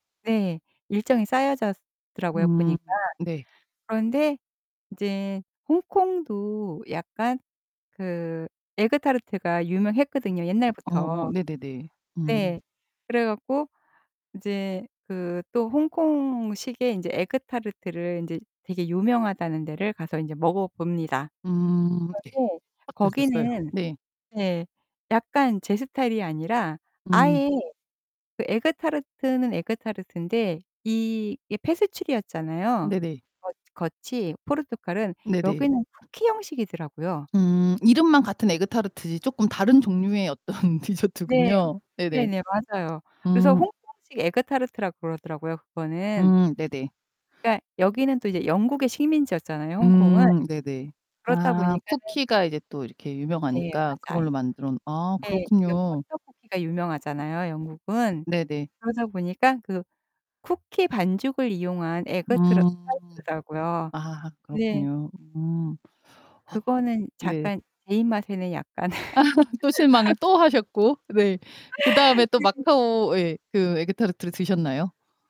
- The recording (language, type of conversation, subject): Korean, podcast, 시간이 지나도 계속 먹고 싶어지는 음식은 무엇이고, 그 음식에 얽힌 사연은 무엇인가요?
- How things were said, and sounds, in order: distorted speech; laughing while speaking: "조금 다른 종류의 어떤 디저트군요. 네네"; tapping; other background noise; "약간" said as "작간"; laugh; laughing while speaking: "또 실망을 또 하셨고 네. 그다음에 또 마카오 예"; laugh